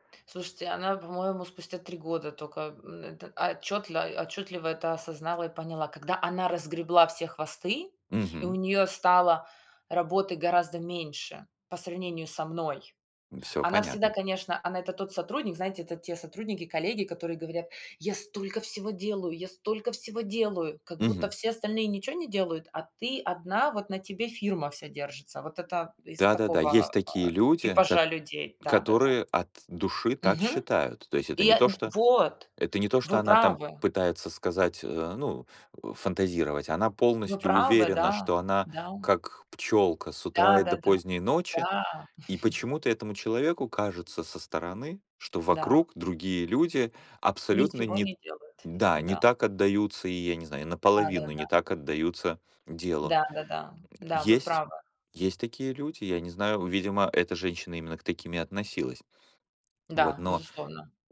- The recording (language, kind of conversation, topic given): Russian, unstructured, Когда стоит идти на компромисс в споре?
- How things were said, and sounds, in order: other background noise; tapping; laugh